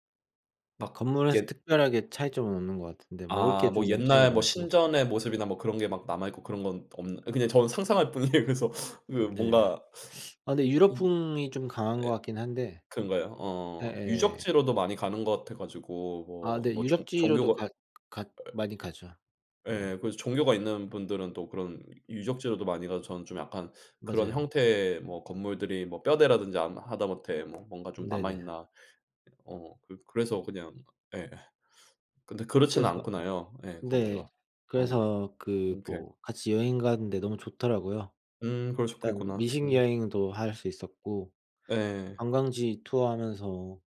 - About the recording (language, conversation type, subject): Korean, unstructured, 가족과 시간을 보내는 가장 좋은 방법은 무엇인가요?
- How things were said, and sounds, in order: teeth sucking; laughing while speaking: "뿐이에요"; other background noise; tapping